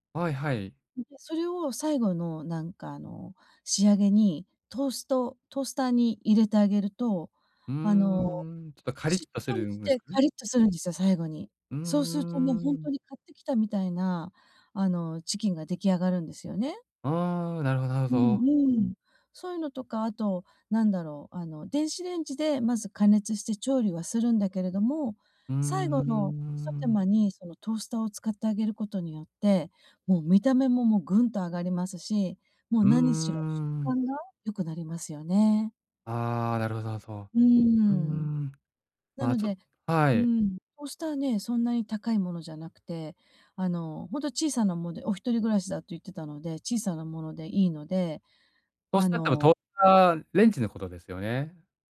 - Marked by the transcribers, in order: tapping
- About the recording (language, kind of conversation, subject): Japanese, advice, 平日の夜に短時間で栄養のある食事を準備するには、どんな方法がありますか？